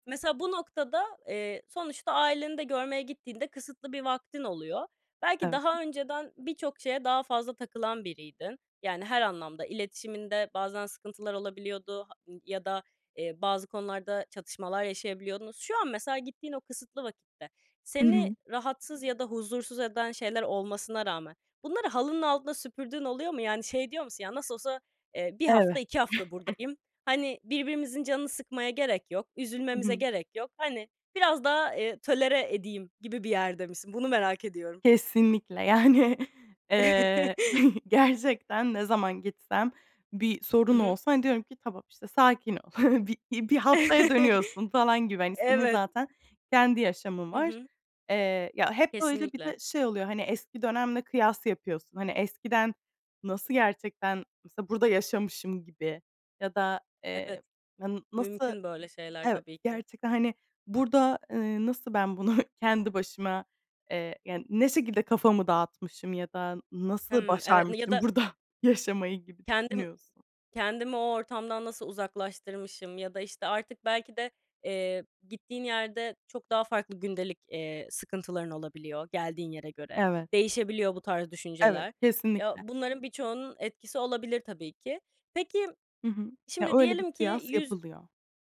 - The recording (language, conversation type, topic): Turkish, podcast, Telefonla mı yoksa yüz yüze mi konuşmayı tercih edersin, neden?
- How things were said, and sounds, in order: other background noise; chuckle; laughing while speaking: "Yani"; chuckle; chuckle; laughing while speaking: "bunu"; laughing while speaking: "burada"